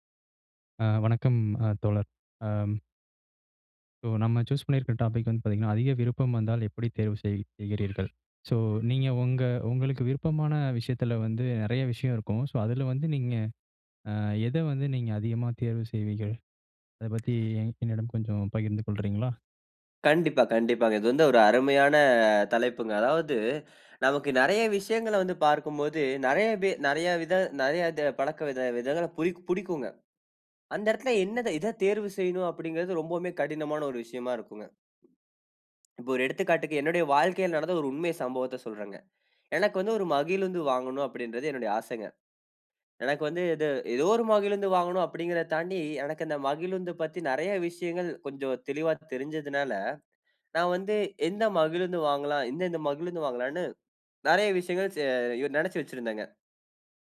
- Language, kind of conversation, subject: Tamil, podcast, அதிக விருப்பங்கள் ஒரே நேரத்தில் வந்தால், நீங்கள் எப்படி முடிவு செய்து தேர்வு செய்கிறீர்கள்?
- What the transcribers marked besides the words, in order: "செய்வீர்கள்" said as "செய்வீகள்"; drawn out: "பத்தி"; inhale; drawn out: "அருமையான"